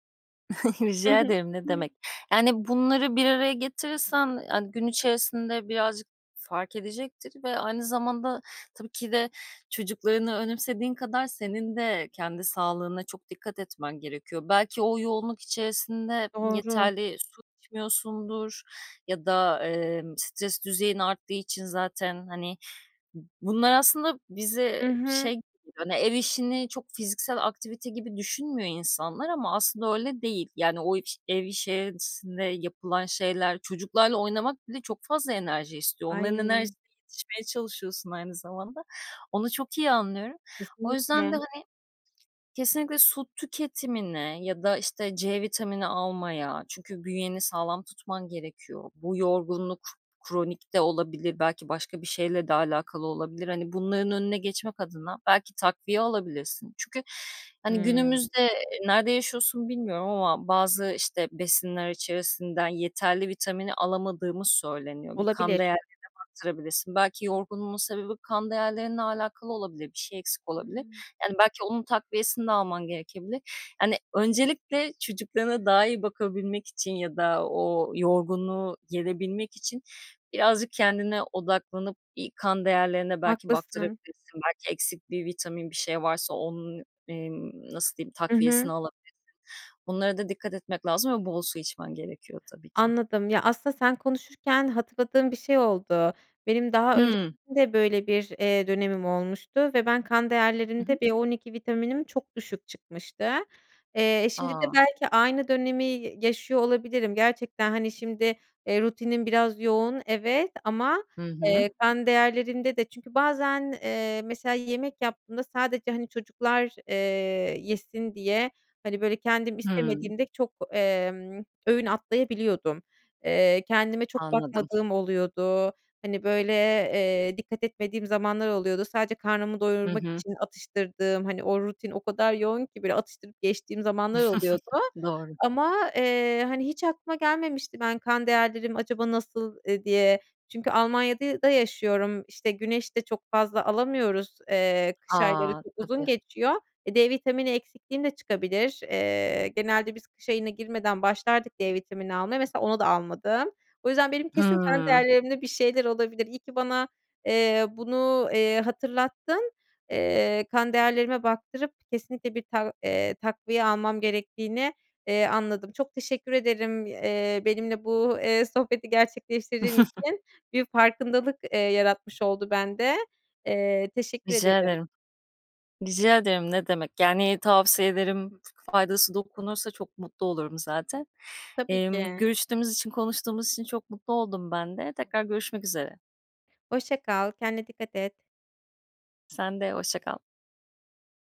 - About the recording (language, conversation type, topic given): Turkish, advice, Gün içinde dinlenmeye zaman bulamıyor ve sürekli yorgun mu hissediyorsun?
- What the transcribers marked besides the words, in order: chuckle; other noise; "içerisinde" said as "işerisinde"; tapping; other background noise; chuckle; chuckle